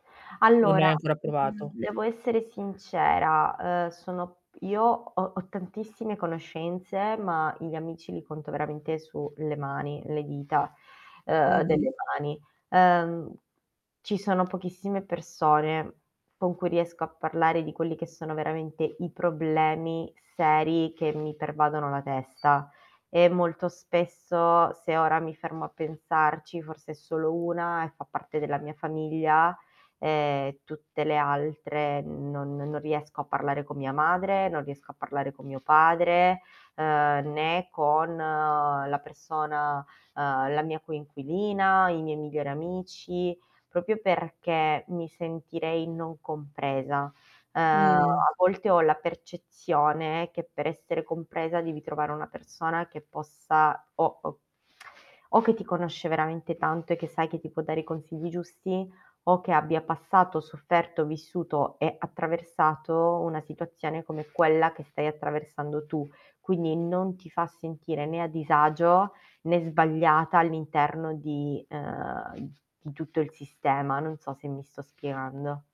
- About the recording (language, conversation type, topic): Italian, advice, Come ti capita di isolarti dagli altri quando sei sotto stress?
- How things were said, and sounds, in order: static; distorted speech; tapping; other background noise; "proprio" said as "propio"; lip smack